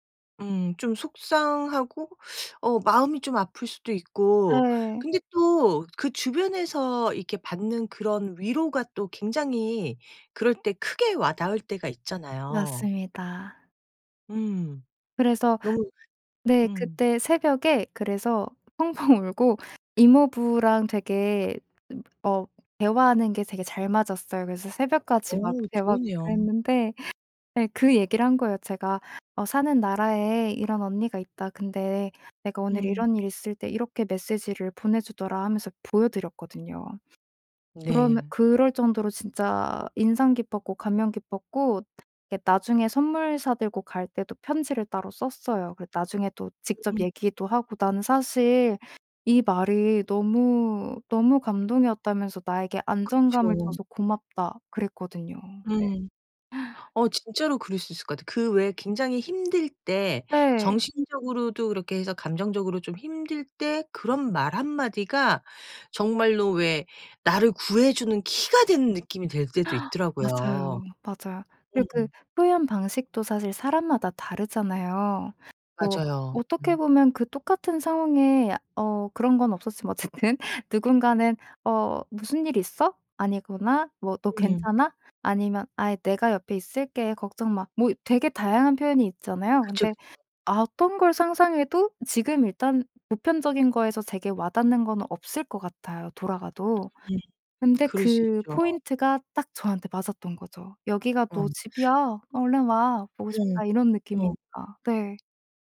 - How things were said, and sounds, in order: laughing while speaking: "펑펑"; tapping; inhale; gasp; laughing while speaking: "어쨌든"
- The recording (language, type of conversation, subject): Korean, podcast, 힘들 때 가장 위로가 됐던 말은 무엇이었나요?